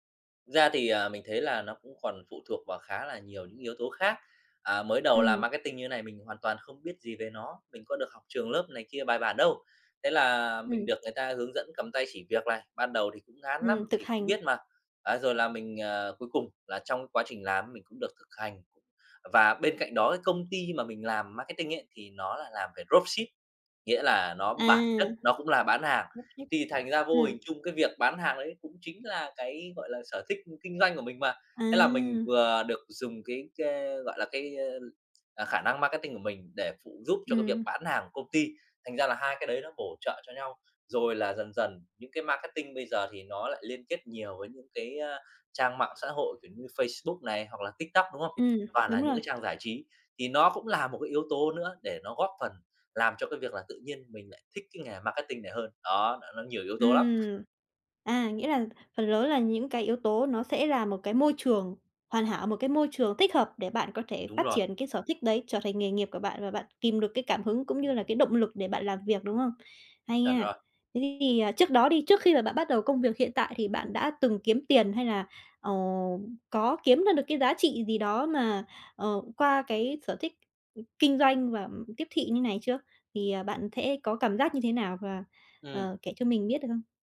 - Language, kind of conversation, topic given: Vietnamese, podcast, Bạn nghĩ sở thích có thể trở thành nghề không?
- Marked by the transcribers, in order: tapping; other background noise; in English: "Dropship"; in English: "Dropship"